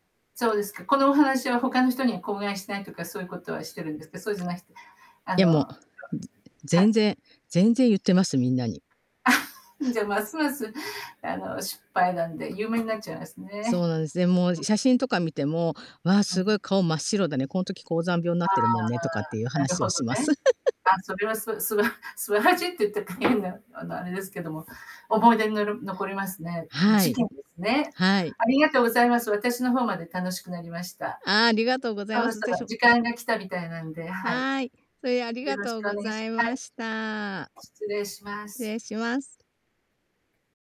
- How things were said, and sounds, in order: laugh; distorted speech; laugh; laughing while speaking: "すば 素晴らしいって言ったか"; tapping
- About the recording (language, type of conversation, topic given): Japanese, podcast, 旅先での失敗があとで笑い話になったことはありますか？